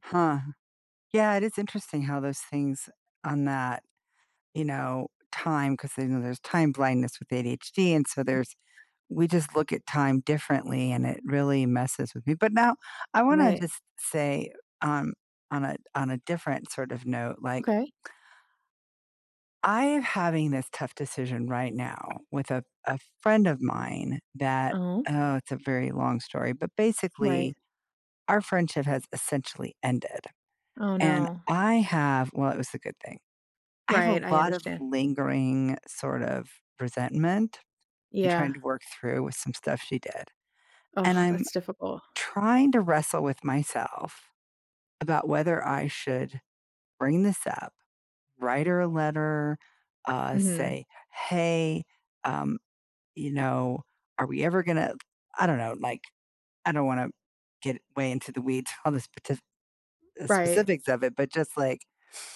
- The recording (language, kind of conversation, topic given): English, unstructured, Which voice in my head should I trust for a tough decision?
- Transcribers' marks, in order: other background noise; tapping